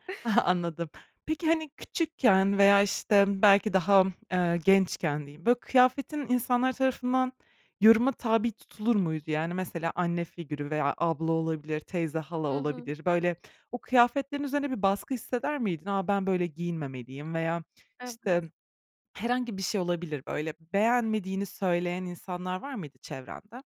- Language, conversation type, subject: Turkish, podcast, Bedenini kabul etmek stilini nasıl şekillendirir?
- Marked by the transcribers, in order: chuckle